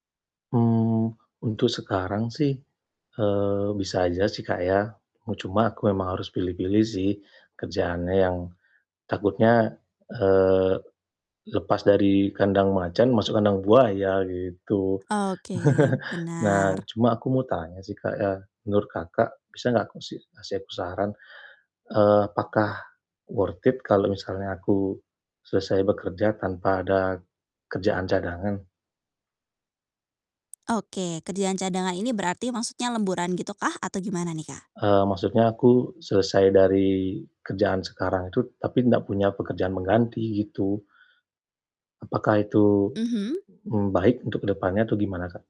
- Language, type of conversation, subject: Indonesian, advice, Bagaimana cara menyeimbangkan tugas kerja dan waktu istirahat?
- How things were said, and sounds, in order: chuckle; distorted speech; in English: "worth it"